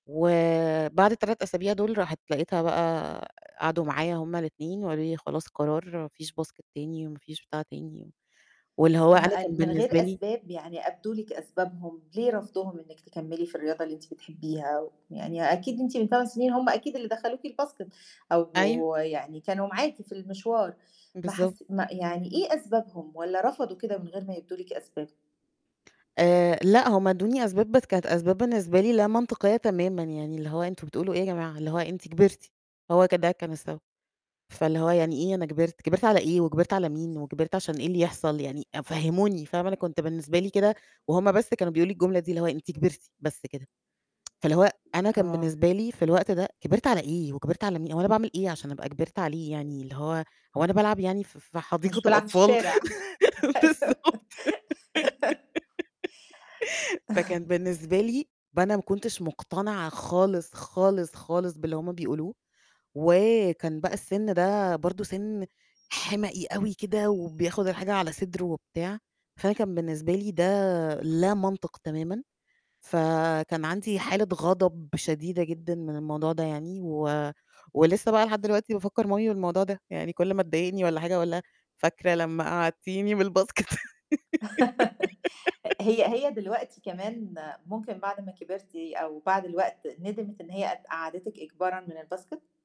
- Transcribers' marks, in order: in English: "Basket"; tapping; in English: "الBasket"; mechanical hum; tsk; chuckle; laughing while speaking: "أيوه"; laugh; other noise; giggle; laughing while speaking: "بالضبط"; static; laugh; laughing while speaking: "الBasket؟"; laugh; in English: "الBasket؟"
- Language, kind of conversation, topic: Arabic, podcast, إيه القيم اللي اتعلمتها في البيت؟